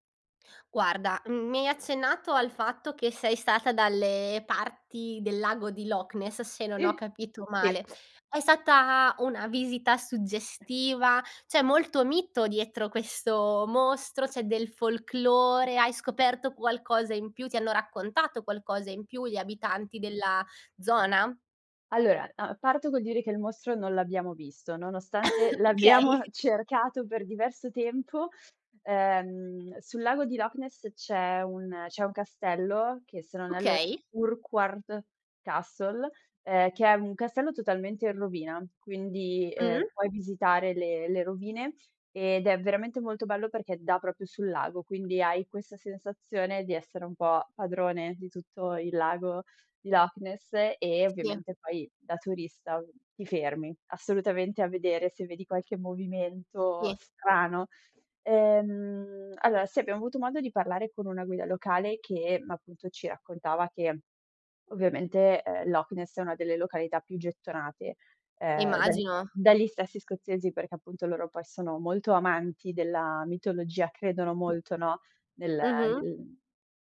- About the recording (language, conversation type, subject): Italian, podcast, Raccontami di un viaggio che ti ha cambiato la vita?
- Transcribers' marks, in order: other background noise; tapping; cough; laughing while speaking: "Okay"; laughing while speaking: "l'abbiamo"; "proprio" said as "propio"